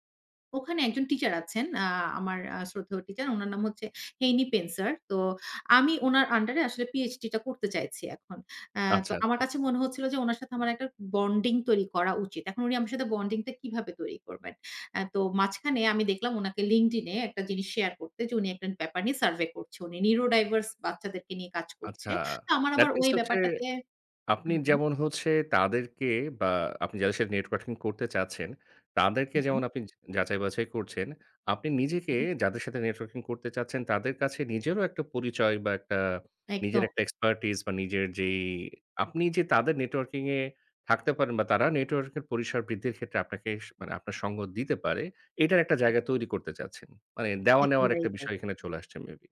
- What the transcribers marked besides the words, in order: other background noise; in English: "নিউরোডাইভার্স"; in English: "এক্সপার্টাইজ"
- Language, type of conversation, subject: Bengali, podcast, অন্যকে সাহায্য করে আপনি কীভাবে নিজের যোগাযোগবৃত্তকে আরও শক্ত করেন?